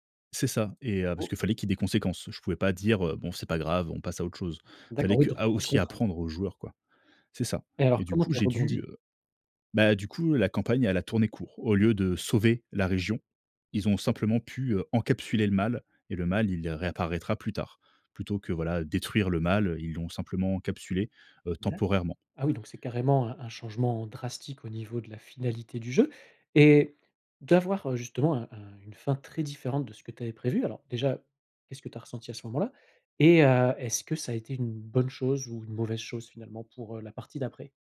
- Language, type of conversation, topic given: French, podcast, Pour toi, la contrainte est-elle un frein ou un moteur ?
- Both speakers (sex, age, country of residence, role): male, 30-34, France, guest; male, 40-44, France, host
- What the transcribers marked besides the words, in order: none